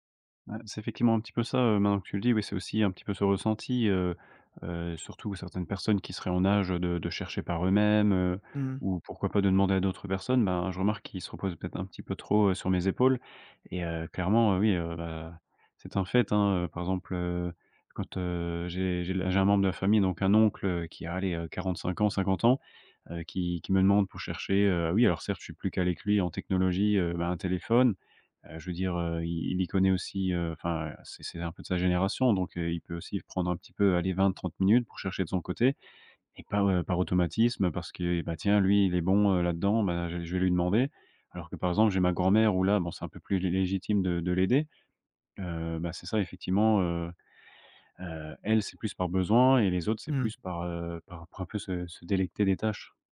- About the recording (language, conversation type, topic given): French, advice, Comment puis-je apprendre à dire non et à poser des limites personnelles ?
- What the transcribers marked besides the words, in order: none